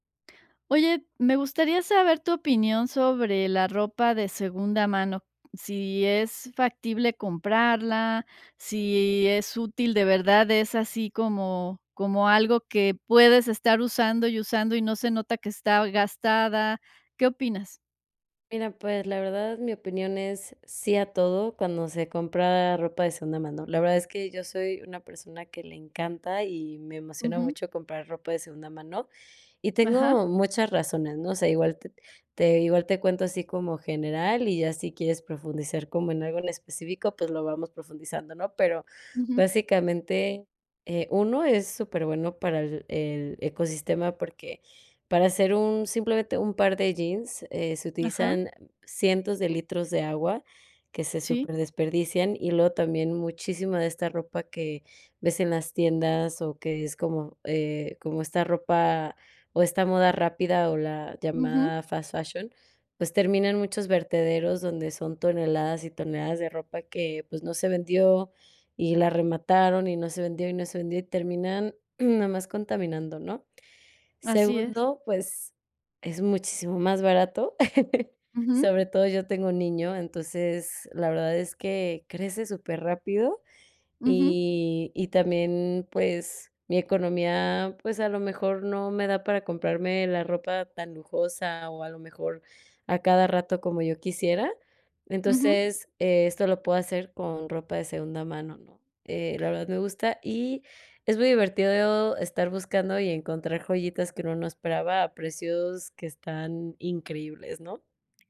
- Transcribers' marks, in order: throat clearing; chuckle
- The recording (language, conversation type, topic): Spanish, podcast, ¿Qué opinas sobre comprar ropa de segunda mano?